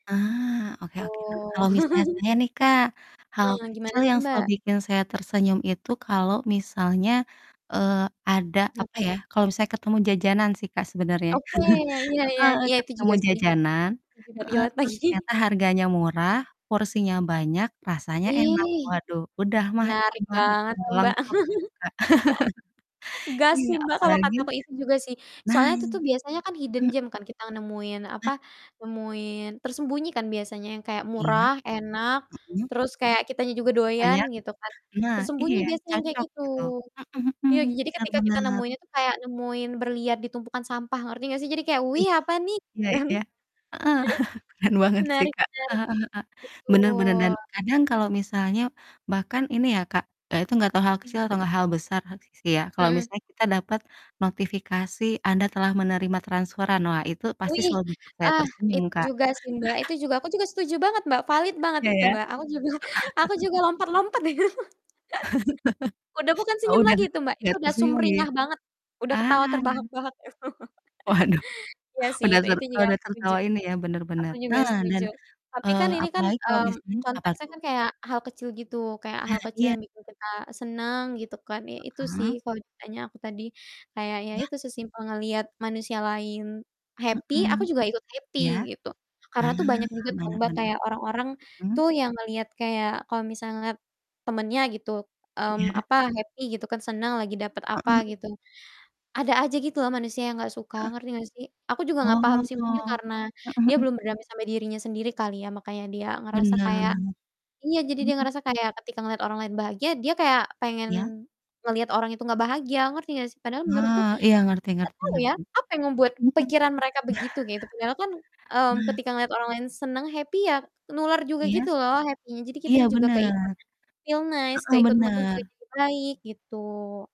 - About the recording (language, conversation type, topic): Indonesian, unstructured, Apa hal kecil yang selalu membuat kamu tersenyum?
- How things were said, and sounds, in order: distorted speech; chuckle; in English: "relate"; chuckle; laughing while speaking: "lagi"; laugh; unintelligible speech; laugh; in English: "hidden gem"; other background noise; chuckle; laughing while speaking: "banget"; laughing while speaking: "kan"; chuckle; chuckle; tapping; laughing while speaking: "itu"; chuckle; laughing while speaking: "itu"; laughing while speaking: "Waduh"; in English: "happy"; in English: "happy"; static; in English: "happy"; chuckle; in English: "happy"; in English: "happy-nya"; in English: "feel nice"; in English: "mood-nya"